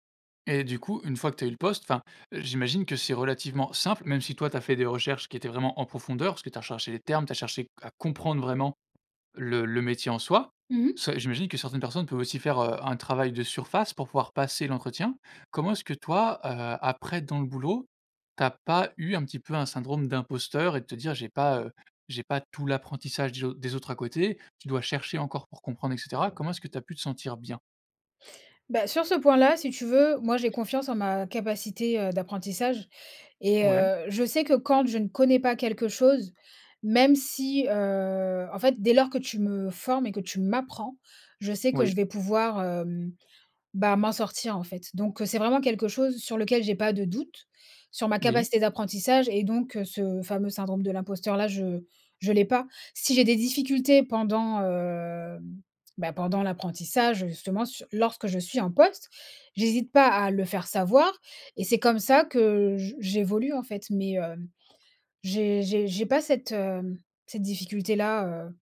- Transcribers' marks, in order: none
- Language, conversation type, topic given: French, podcast, Tu as des astuces pour apprendre sans dépenser beaucoup d’argent ?